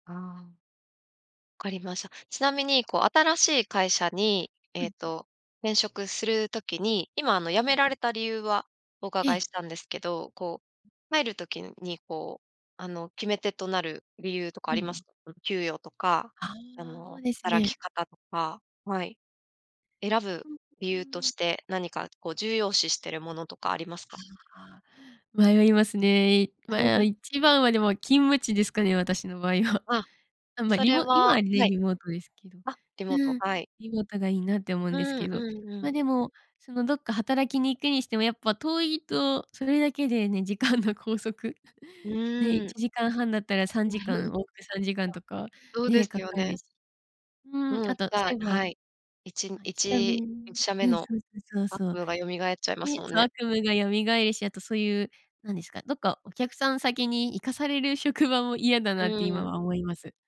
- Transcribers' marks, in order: other background noise; tapping; chuckle; laughing while speaking: "時間の拘束"; chuckle
- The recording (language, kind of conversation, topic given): Japanese, podcast, 転職を考えたとき、何が決め手でしたか？